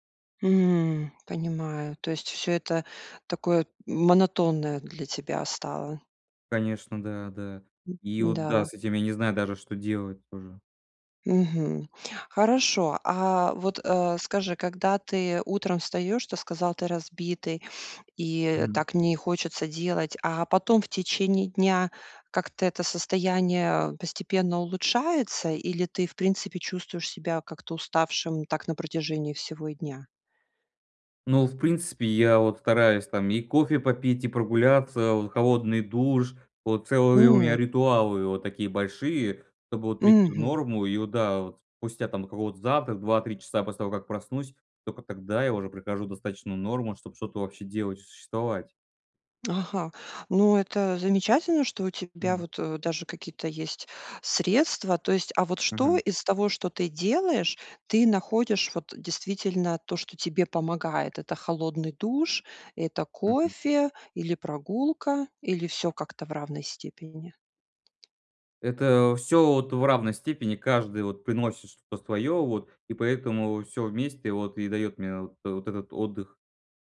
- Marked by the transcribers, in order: sad: "М"; tapping
- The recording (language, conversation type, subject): Russian, advice, Почему я постоянно чувствую усталость по утрам, хотя высыпаюсь?